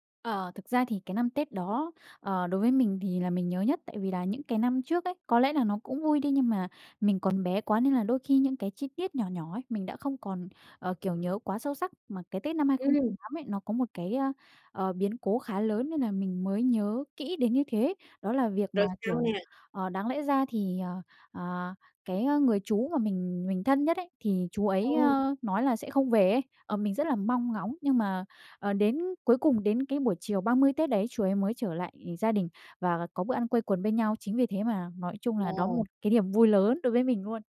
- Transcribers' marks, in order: other background noise; tapping
- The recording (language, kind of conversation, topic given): Vietnamese, podcast, Bạn có thể kể về một kỷ niệm Tết gia đình đáng nhớ của bạn không?